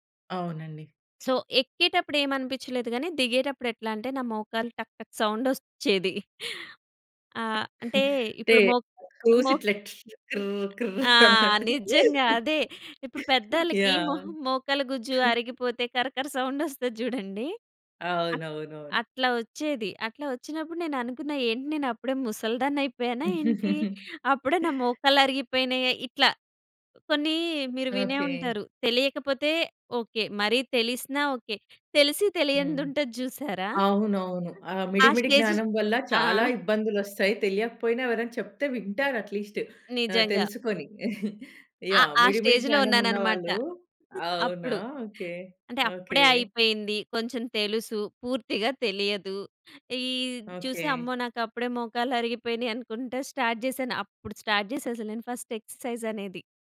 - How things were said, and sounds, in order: in English: "సో"; "ఒచ్చేది" said as "ఓస్‌చ్చేది"; in English: "స్క్రూస్"; laughing while speaking: "ఇట్లా టిష్ కిర్ కిర్ అన్నట్టు. యాహ్!"; giggle; other background noise; in English: "స్టేజ్"; in English: "అట్లీస్ట్"; in English: "స్టేజ్‌లో"; giggle; in English: "స్టార్ట్"; in English: "స్టార్ట్"; in English: "ఫస్ట్ ఎక్సర్‌సైజ్"
- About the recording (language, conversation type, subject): Telugu, podcast, బిజీ రోజువారీ కార్యాచరణలో హాబీకి సమయం ఎలా కేటాయిస్తారు?